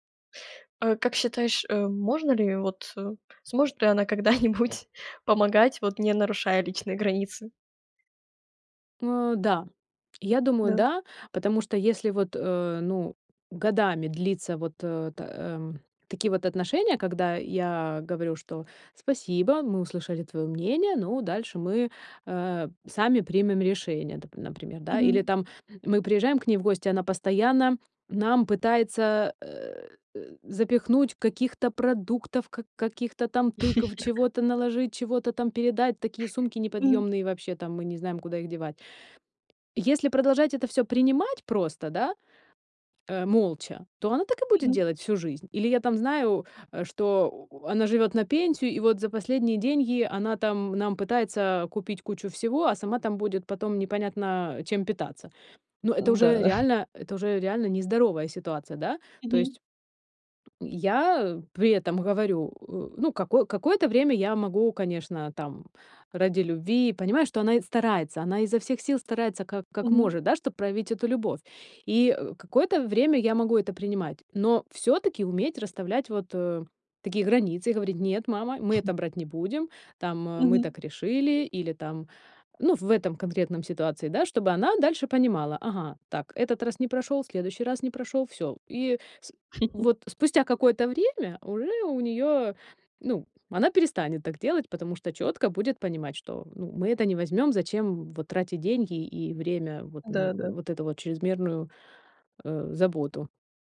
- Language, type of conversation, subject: Russian, podcast, Как отличить здоровую помощь от чрезмерной опеки?
- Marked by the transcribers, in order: tapping; laughing while speaking: "когда-нибудь"; laugh; chuckle; chuckle